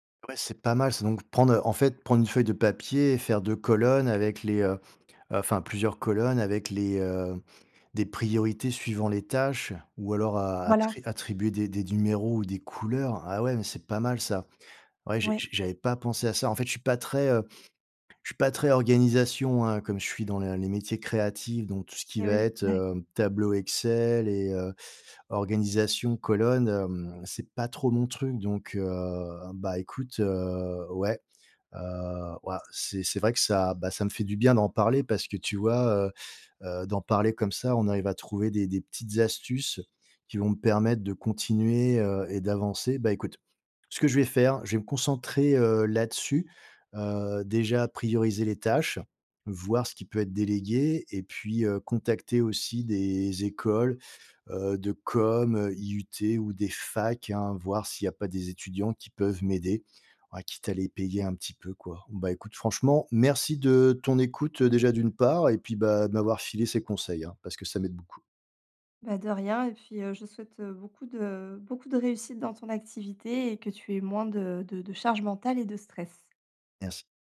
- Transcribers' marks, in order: none
- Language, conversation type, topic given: French, advice, Comment gérer la croissance de mon entreprise sans trop de stress ?